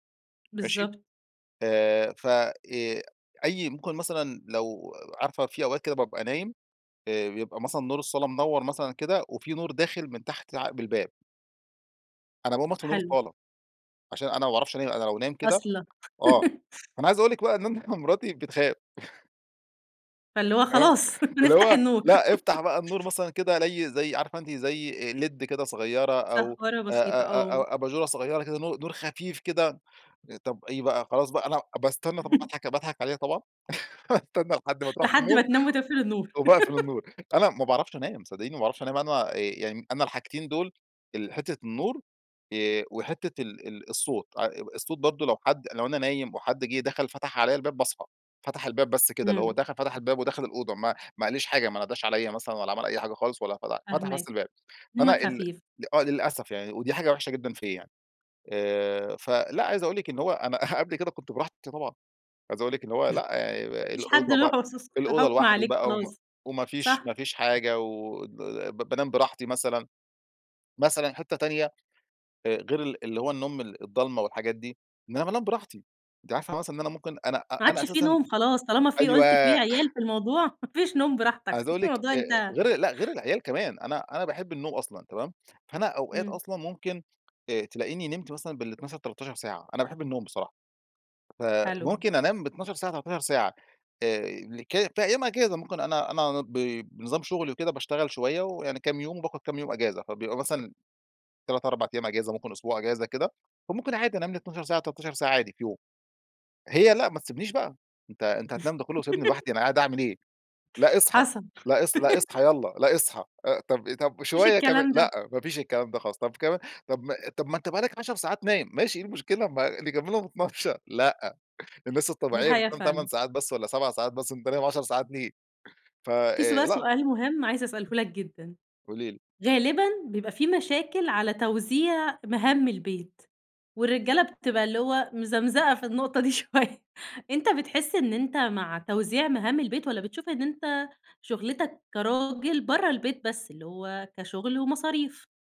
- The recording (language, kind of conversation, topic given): Arabic, podcast, إزاي حياتك اتغيّرت بعد الجواز؟
- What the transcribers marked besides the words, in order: tapping; chuckle; other background noise; chuckle; laughing while speaking: "آه، اللي هو"; chuckle; laugh; chuckle; laughing while speaking: "باستنى لحد ما تروح في النوم وباقفل النور"; laugh; unintelligible speech; chuckle; unintelligible speech; unintelligible speech; unintelligible speech; laughing while speaking: "ما فيش نوم براحتك الموضوع انتهى"; chuckle; laugh; laughing while speaking: "ما نكملهم اتناشر"; laughing while speaking: "دي شوية"